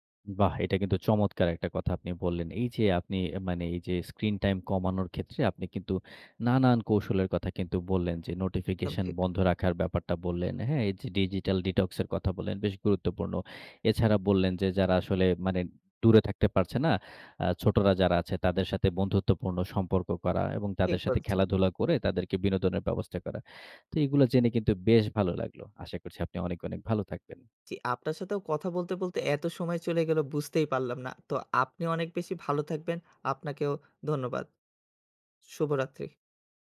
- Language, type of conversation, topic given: Bengali, podcast, স্ক্রিন টাইম কমাতে আপনি কী করেন?
- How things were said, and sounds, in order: in English: "ডিজিটাল ডিটক্স"